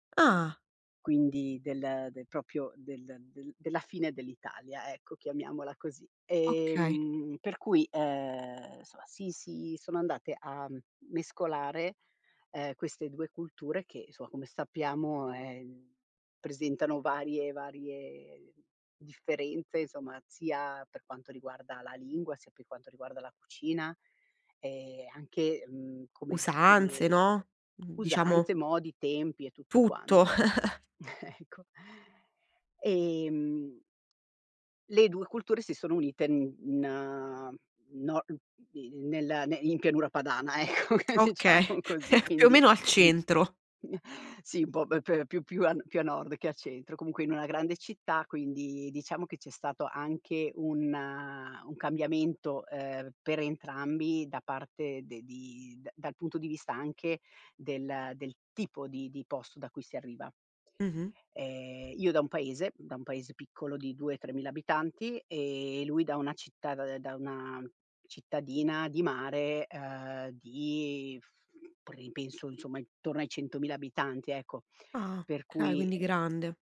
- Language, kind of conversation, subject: Italian, podcast, Qual è un successo che hai ottenuto grazie all’unione di due culture diverse?
- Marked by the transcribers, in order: other background noise; "proprio" said as "propio"; "insomma" said as "nsoma"; "insomma" said as "insoma"; "per" said as "pe"; chuckle; chuckle; laughing while speaking: "Ecco"; laughing while speaking: "ecco, diciamo così"; laughing while speaking: "Okay"; chuckle